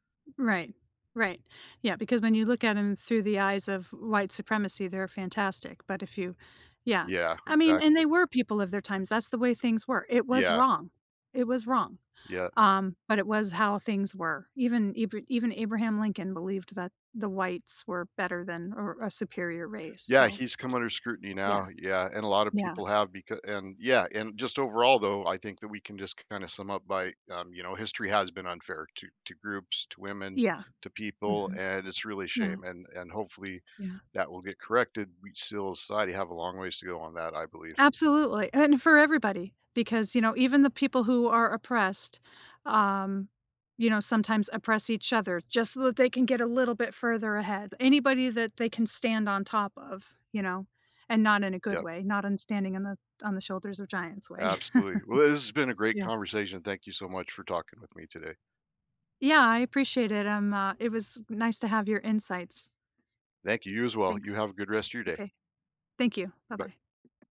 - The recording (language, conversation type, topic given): English, unstructured, How has history shown unfair treatment's impact on groups?
- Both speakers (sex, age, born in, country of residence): female, 50-54, United States, United States; male, 55-59, United States, United States
- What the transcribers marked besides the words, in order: other background noise; tapping; chuckle